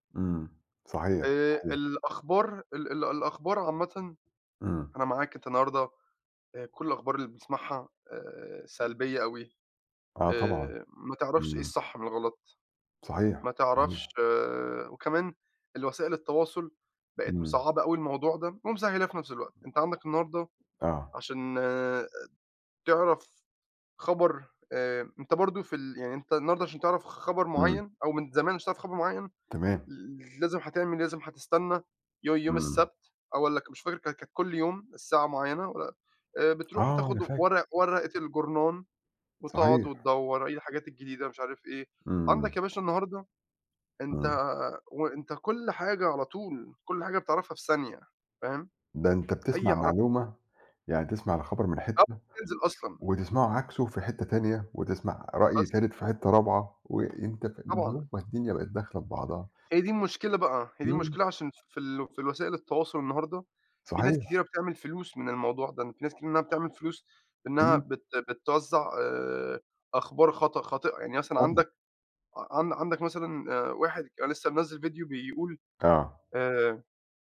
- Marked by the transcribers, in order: other background noise; tapping
- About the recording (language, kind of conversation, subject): Arabic, unstructured, إيه رأيك في تأثير الأخبار اليومية على حياتنا؟